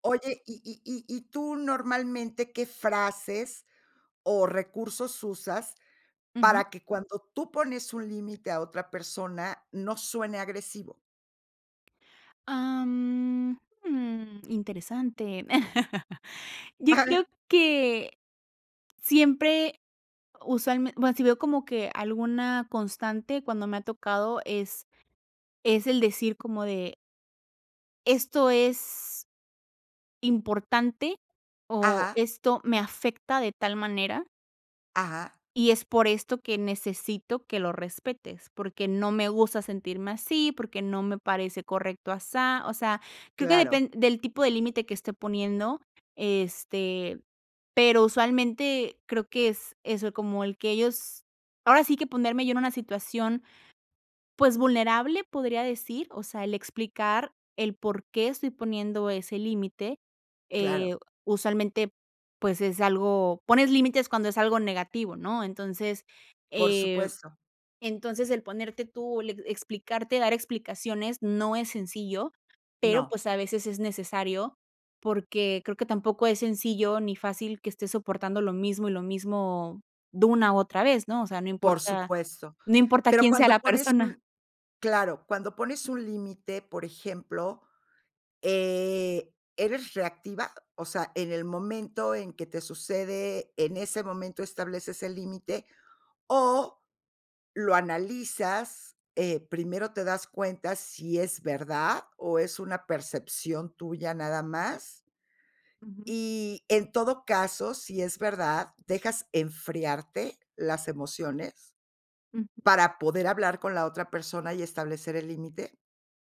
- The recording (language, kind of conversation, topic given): Spanish, podcast, ¿Cómo explicas tus límites a tu familia?
- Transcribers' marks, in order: tapping; laugh; chuckle